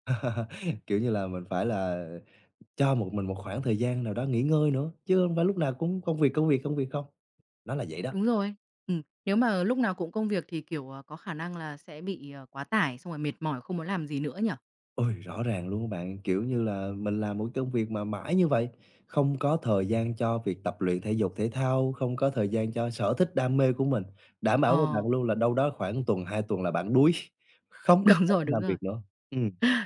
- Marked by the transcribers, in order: chuckle; tapping; chuckle; laughing while speaking: "Đúng"
- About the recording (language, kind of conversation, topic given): Vietnamese, podcast, Bạn làm thế nào để sắp xếp thời gian cho sở thích khi lịch trình bận rộn?